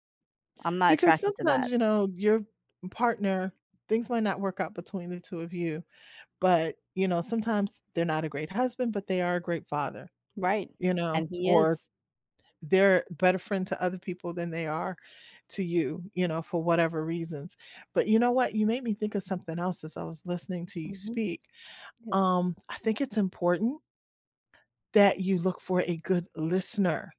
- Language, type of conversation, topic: English, unstructured, How do your values shape what you seek in a relationship?
- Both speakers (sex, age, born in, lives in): female, 40-44, Turkey, United States; female, 55-59, United States, United States
- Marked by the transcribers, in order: none